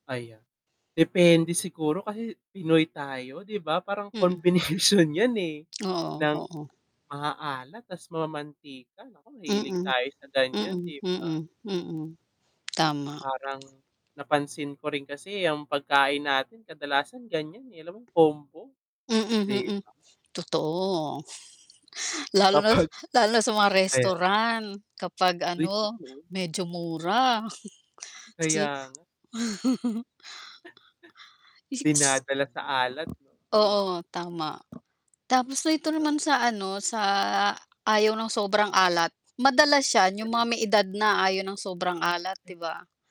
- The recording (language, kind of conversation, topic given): Filipino, unstructured, Ano ang pakiramdam mo kapag kumakain ka ng mga pagkaing sobrang maalat?
- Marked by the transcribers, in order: mechanical hum; distorted speech; laughing while speaking: "combination 'yan, eh"; tongue click; static; tapping; chuckle; laughing while speaking: "Dapat"; chuckle; unintelligible speech; other background noise; chuckle